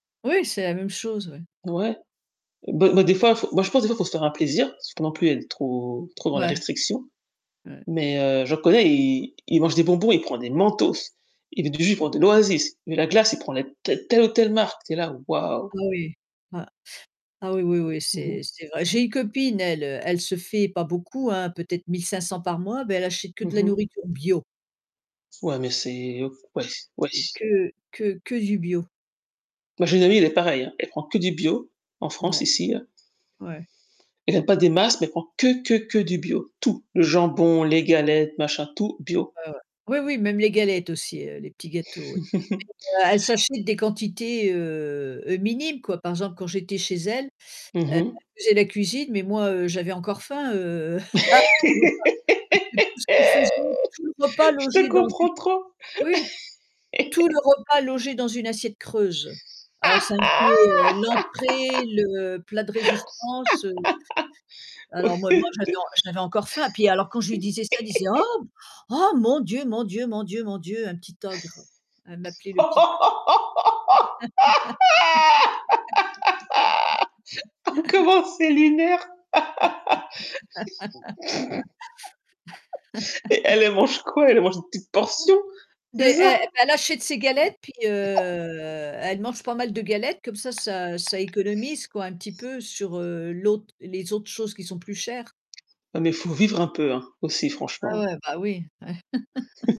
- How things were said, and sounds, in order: static; stressed: "Mentos"; distorted speech; tapping; stressed: "bio"; stressed: "tout"; chuckle; laugh; unintelligible speech; laugh; laugh; laugh; laugh; laugh; laugh; chuckle; laughing while speaking: "c'est ça ?"; drawn out: "heu"; laugh; laughing while speaking: "ouais"; laugh; chuckle
- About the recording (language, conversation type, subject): French, unstructured, Quels conseils donnerais-tu pour économiser de l’argent facilement ?